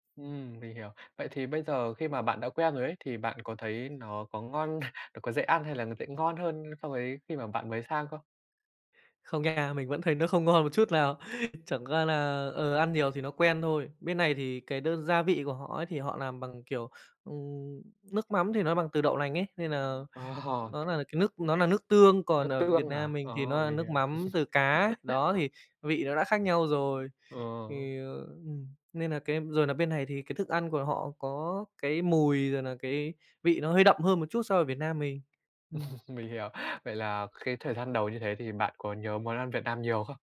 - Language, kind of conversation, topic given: Vietnamese, podcast, Bạn đã bao giờ rời quê hương để bắt đầu một cuộc sống mới chưa?
- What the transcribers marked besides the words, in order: tapping; chuckle; laughing while speaking: "Ờ"; other background noise; laugh; laugh